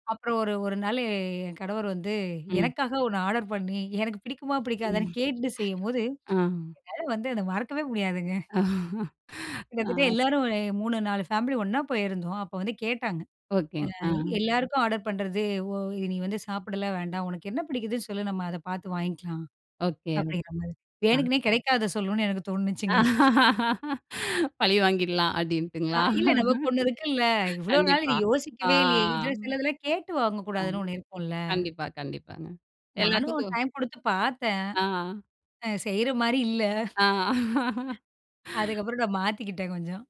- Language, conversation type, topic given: Tamil, podcast, குடும்ப அழுத்தம் இருக்கும் போது உங்கள் தனிப்பட்ட விருப்பத்தை எப்படி காப்பாற்றுவீர்கள்?
- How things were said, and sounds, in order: joyful: "எனக்காக ஒண்ணு ஆர்டர் பண்ணி, எனக்கு … அத மறக்கவே முடியாதுங்க"; in English: "ஆர்டர்"; other noise; laugh; in English: "ஆர்டர்"; laugh; laughing while speaking: "பழி வாங்கிடலாம் அப்டின்ட்டுங்களா?"; chuckle; drawn out: "ஆ"; chuckle; laugh